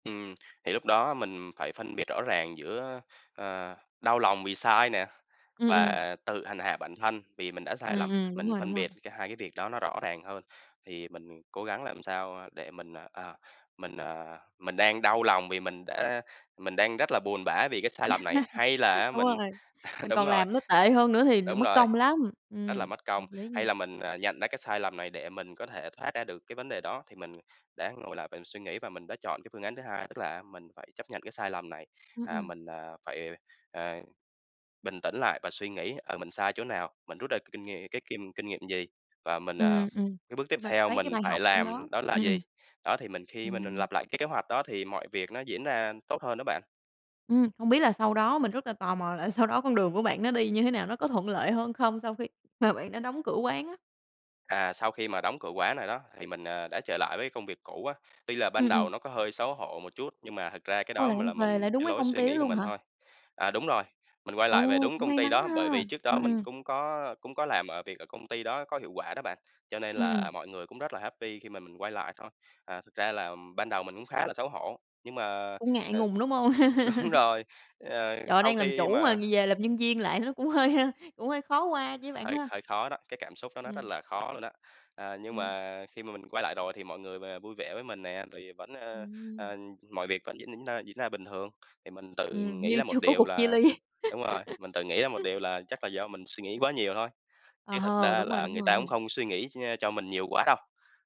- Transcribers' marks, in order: tapping; other background noise; laugh; laughing while speaking: "sau"; in English: "happy"; laugh; laughing while speaking: "đúng"; laughing while speaking: "nó"; laughing while speaking: "hơi"; laughing while speaking: "chưa"; laughing while speaking: "ly"; laugh
- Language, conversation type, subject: Vietnamese, podcast, Bạn làm sao để chấp nhận những sai lầm của mình?